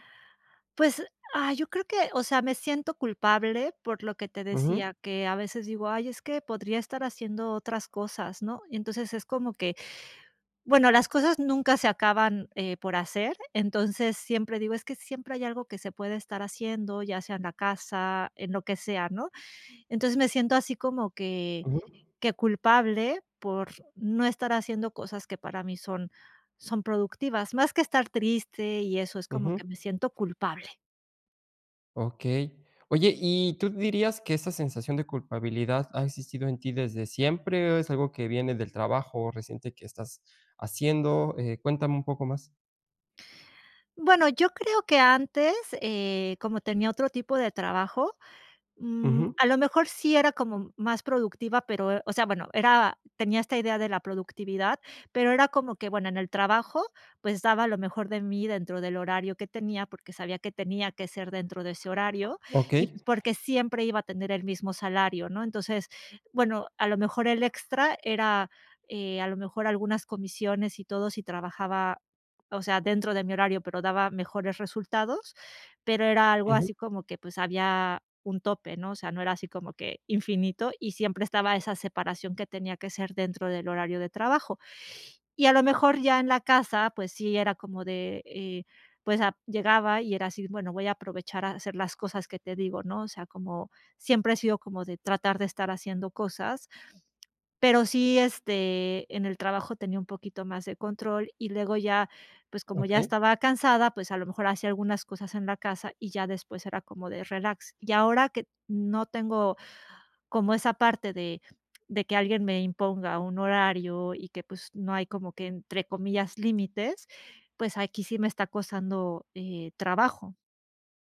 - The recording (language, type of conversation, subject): Spanish, advice, ¿Cómo puedo dejar de sentir culpa cuando no hago cosas productivas?
- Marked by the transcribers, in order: sniff; sniff